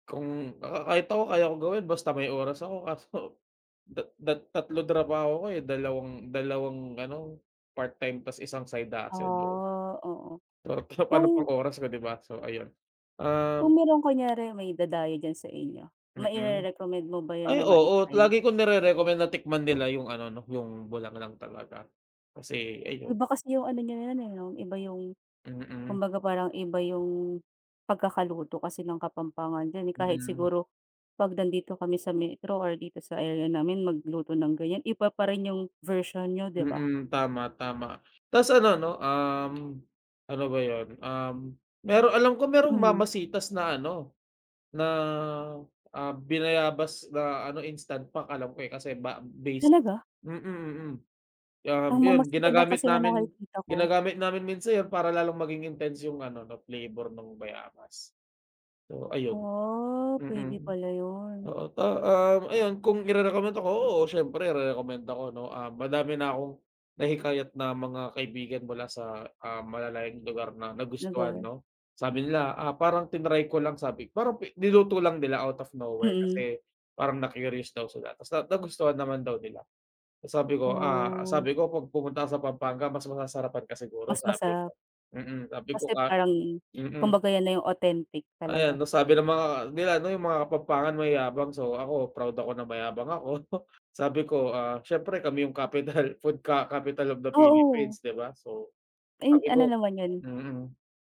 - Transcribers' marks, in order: other background noise; tapping; chuckle
- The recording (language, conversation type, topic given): Filipino, unstructured, Ano ang pinaka-kakaibang pagkain na natikman mo?